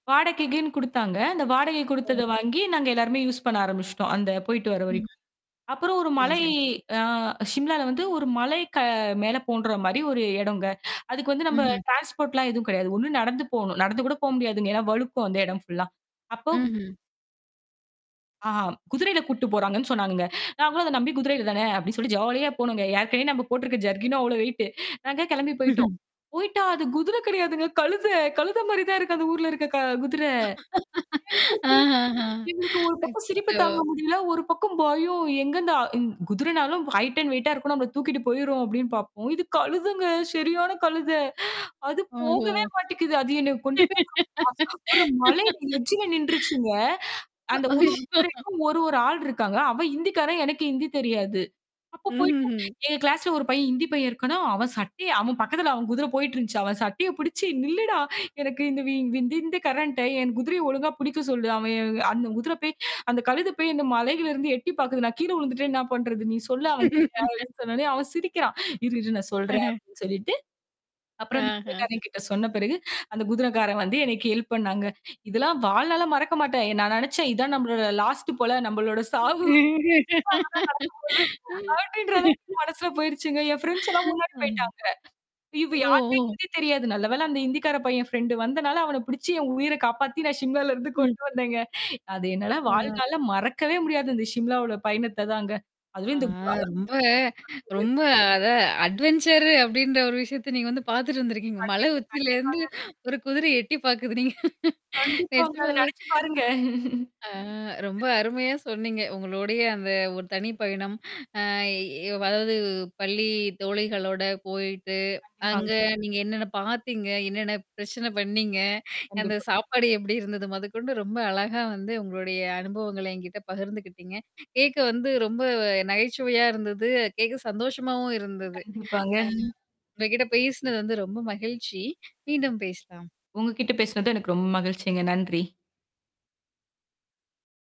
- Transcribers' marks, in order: static; in English: "யூஸ்"; distorted speech; other noise; drawn out: "மலை"; "தோன்ற" said as "போன்ற"; in English: "ட்ரான்ஸ்போர்ட்லாம்"; in English: "ஃபுல்லா"; in English: "ஜாலியா"; in English: "ஜர்கினும்"; in English: "வெயிட்டு"; other background noise; put-on voice: "கழுத கழுத மாரி தான் இருக்கு அந்த ஊர்ல இருக்க க குதிர"; laugh; unintelligible speech; put-on voice: "ஒரு பக்கம் பயம்"; in English: "ஹைட் அண்ட் வெயிட்ட்டா"; put-on voice: "இது கழுதுங்க சரியான கழுத"; "மாட்டேங்குது" said as "மாட்டிக்குது"; laugh; laughing while speaking: "அய்யோ!"; unintelligible speech; in English: "எட்ஜில"; in English: "கிளாஸ்ல"; laugh; chuckle; in English: "ஹெல்ப்"; laugh; in English: "லாஸ்ட்"; unintelligible speech; in English: "ஃப்ரண்ட்ஸ்லாம்"; in English: "ஃப்ரண்டு"; laughing while speaking: "ஷிம்லால இருந்து கொண்டு வந்தேங்க"; in English: "அட்வெஞ்சரு"; laughing while speaking: "நீங்க நிச்சயமாவே"; giggle; drawn out: "அ ஏ"; laughing while speaking: "கண்டிப்பாங்க"
- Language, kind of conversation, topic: Tamil, podcast, ஒரு தனி பயணத்தில் நினைவில் இருக்கும் சிறந்த நாள் பற்றி பேசலாமா?